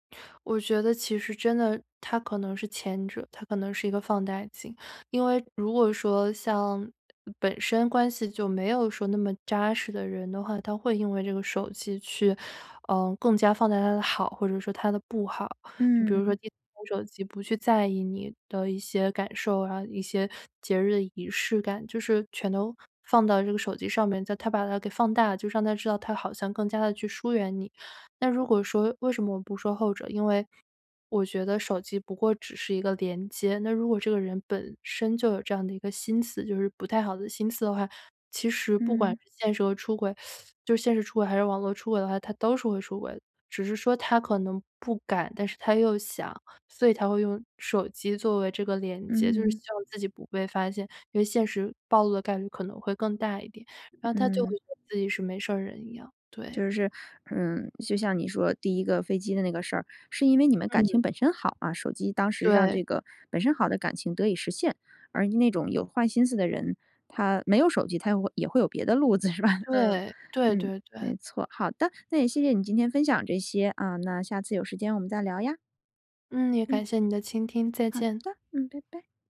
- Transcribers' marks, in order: teeth sucking; laughing while speaking: "是吧？"
- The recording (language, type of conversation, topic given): Chinese, podcast, 你觉得手机让人与人更亲近还是更疏远?